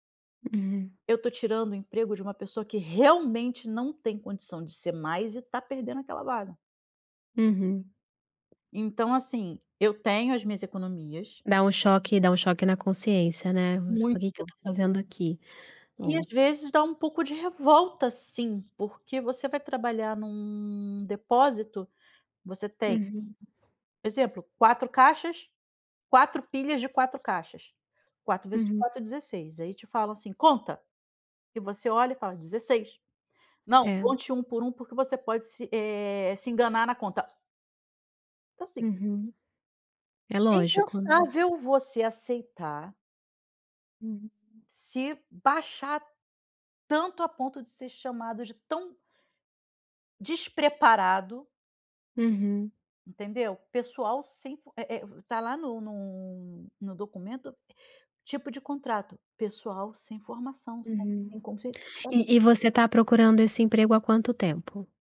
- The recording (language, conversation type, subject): Portuguese, advice, Como lidar com as críticas da minha família às minhas decisões de vida em eventos familiares?
- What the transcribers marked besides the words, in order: tapping; other background noise